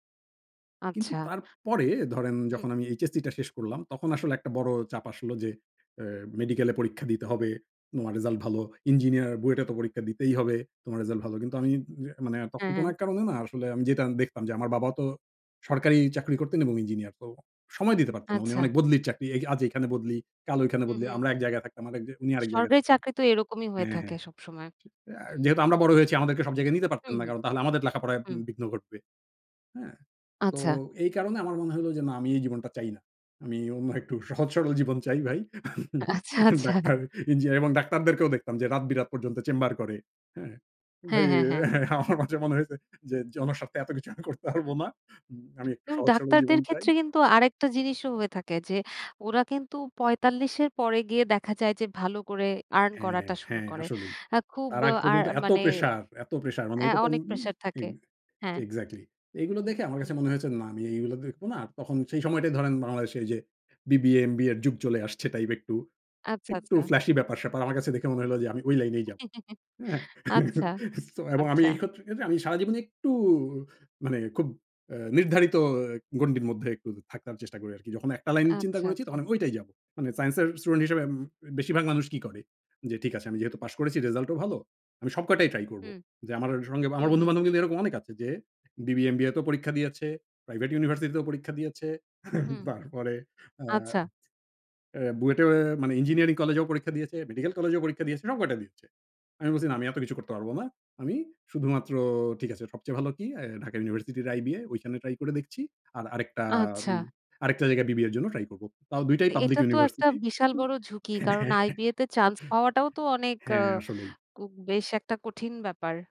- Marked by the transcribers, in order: laughing while speaking: "সহজ সরল জীবন চাই ভাই। ডাক্তার, ইঞ্জিনিয়ার"; laughing while speaking: "আ আচ্ছা, আচ্ছা"; laugh; laughing while speaking: "এ আমার মাঝে মনে হয়েছে … করতে পারব না"; in English: "earn"; in English: "flashy"; chuckle; scoff; "থাকার" said as "থাককার"; scoff; laughing while speaking: "হ্যাঁ"
- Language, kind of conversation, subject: Bengali, podcast, আপনার মতে কখন ঝুঁকি নেওয়া উচিত, এবং কেন?